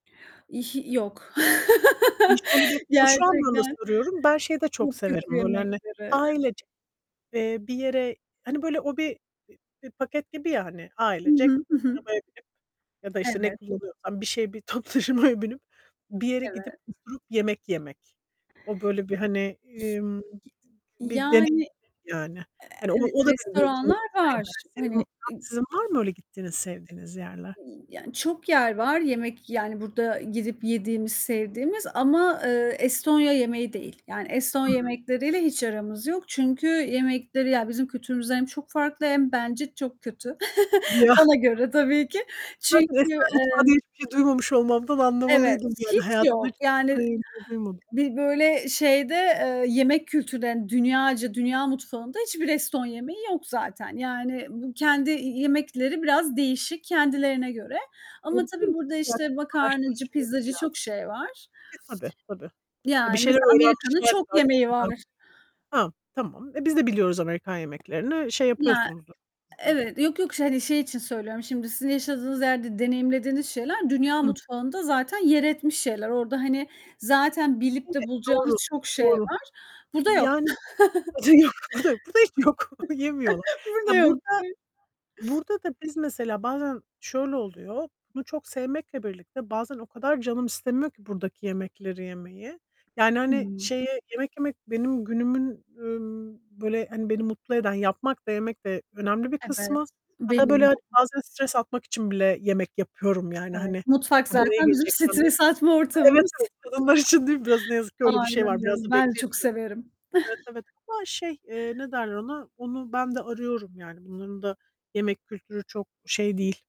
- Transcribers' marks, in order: laugh; distorted speech; other background noise; laughing while speaking: "toplu taşımaya"; tapping; unintelligible speech; unintelligible speech; unintelligible speech; static; laughing while speaking: "Ya"; chuckle; unintelligible speech; unintelligible speech; unintelligible speech; laughing while speaking: "burada"; chuckle; unintelligible speech; laughing while speaking: "için"; giggle
- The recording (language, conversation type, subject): Turkish, unstructured, Günlük hayatınızda sizi en çok ne mutlu eder?